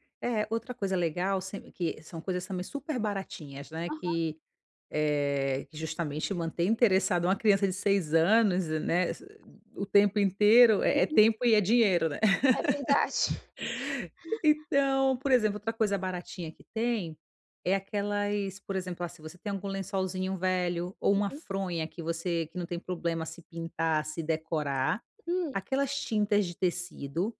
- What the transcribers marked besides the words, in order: laugh
- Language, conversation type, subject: Portuguese, advice, Como posso criar um ambiente relaxante que favoreça o descanso e a diversão?